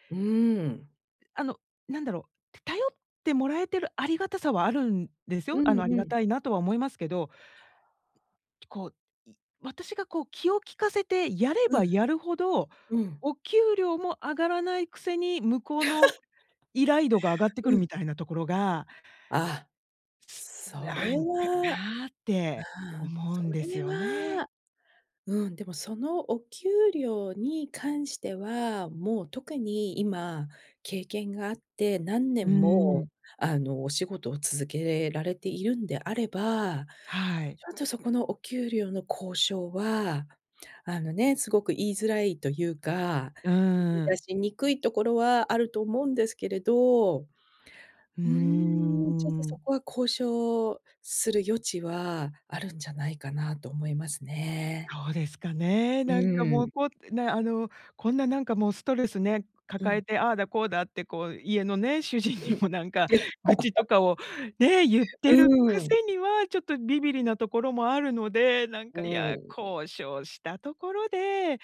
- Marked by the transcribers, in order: other noise; laugh; laughing while speaking: "主人にもなんか"; laugh
- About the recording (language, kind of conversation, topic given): Japanese, advice, ストレスの原因について、変えられることと受け入れるべきことをどう判断すればよいですか？